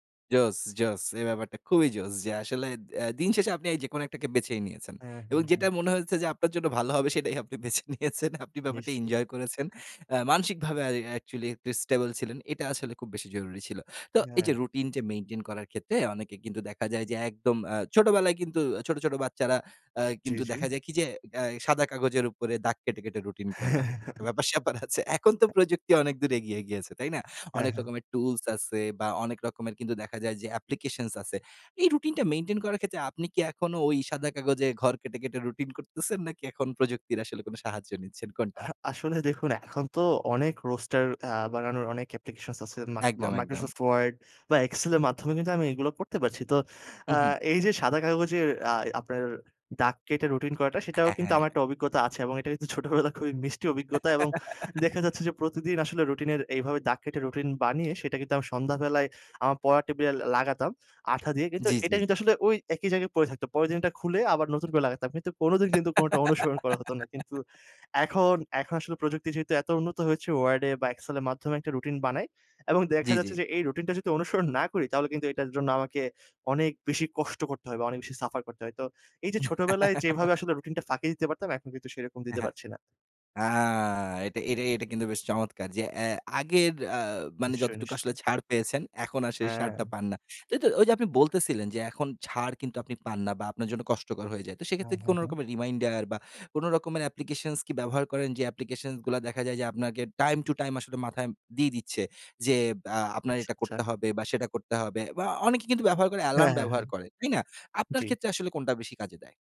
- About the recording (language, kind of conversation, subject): Bengali, podcast, অনিচ্ছা থাকলেও রুটিন বজায় রাখতে তোমার কৌশল কী?
- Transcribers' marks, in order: laughing while speaking: "যে আপনার জন্য ভালো হবে … ব্যাপারটা enjoy করেছেন"; in English: "stable"; chuckle; laughing while speaking: "ব্যাপার স্যাপার আছে এখন তো প্রযুক্তি অনেকদূর এগিয়ে গিয়েছে"; in English: "tools"; in English: "applications"; laughing while speaking: "সাদা কাগজে ঘর কেটে, কেটে … সাহায্য নিচ্ছেন কোনটা?"; in English: "roaster"; laughing while speaking: "ছোটবেলায়"; laugh; laugh; scoff; in English: "suffer"; laugh; "ছাড়টা" said as "সারটা"; in English: "reminder"; in English: "time to time"